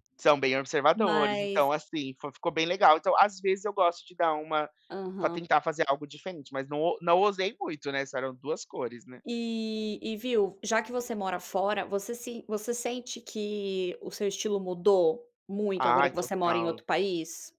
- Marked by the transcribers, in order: none
- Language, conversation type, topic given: Portuguese, unstructured, Como você descreveria seu estilo pessoal?